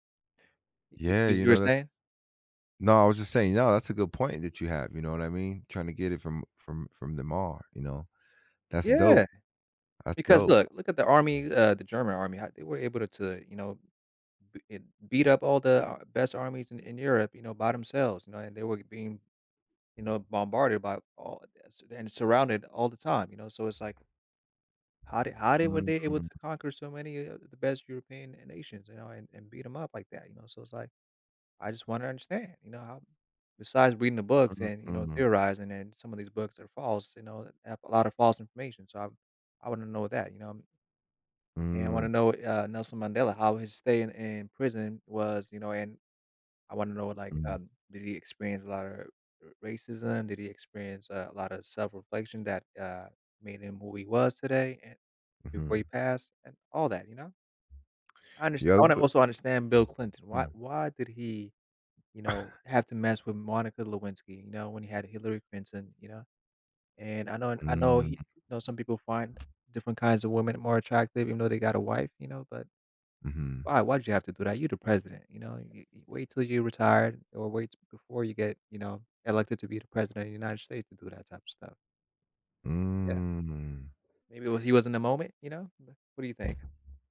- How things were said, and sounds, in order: other background noise; tapping; chuckle; drawn out: "Mhm"
- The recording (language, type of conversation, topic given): English, unstructured, How might having control over time change the way you live your life?
- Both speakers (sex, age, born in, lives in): male, 35-39, Saudi Arabia, United States; male, 45-49, United States, United States